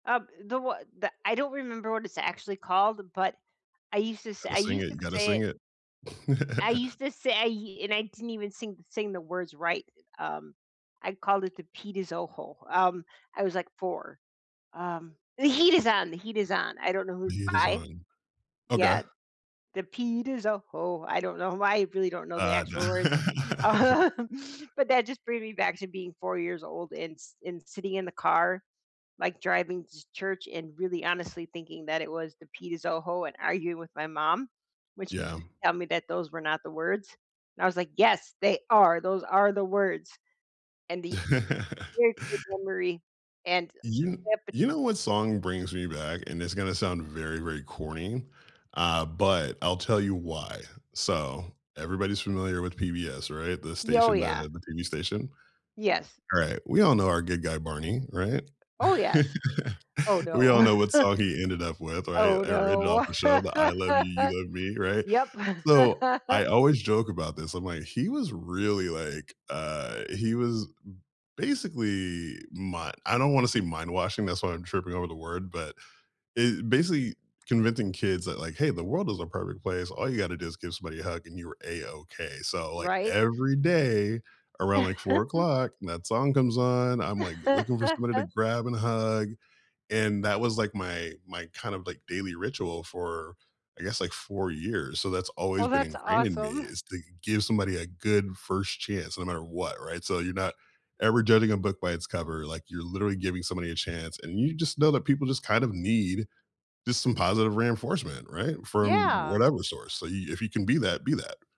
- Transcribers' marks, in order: other background noise; laugh; singing: "The pita zoho"; laughing while speaking: "Um"; laugh; laugh; tapping; stressed: "are"; unintelligible speech; laugh; chuckle; laugh; chuckle; laugh
- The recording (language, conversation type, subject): English, unstructured, Which songs instantly take you back to vivid moments in your life, and what memories do they bring up?